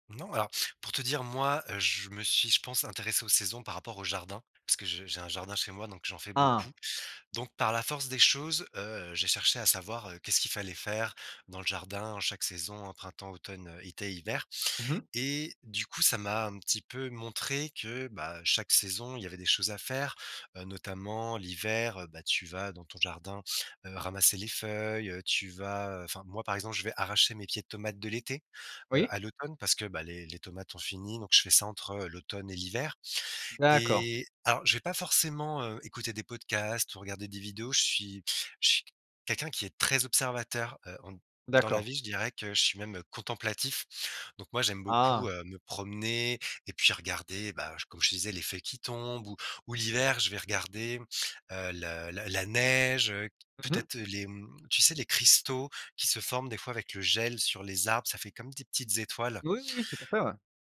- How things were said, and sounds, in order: stressed: "arracher"
- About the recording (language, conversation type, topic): French, podcast, Que t’apprend le cycle des saisons sur le changement ?